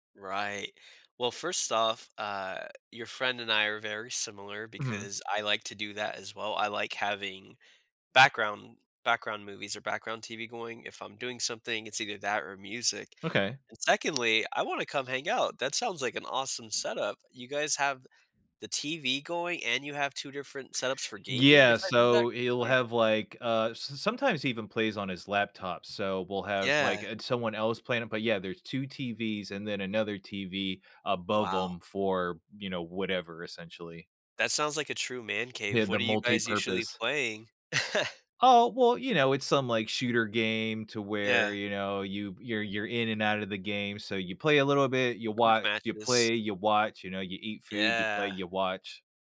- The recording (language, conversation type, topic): English, unstructured, How do I balance watching a comfort favorite and trying something new?
- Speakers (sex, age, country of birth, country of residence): male, 35-39, United States, United States; male, 35-39, United States, United States
- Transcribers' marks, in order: tapping; laugh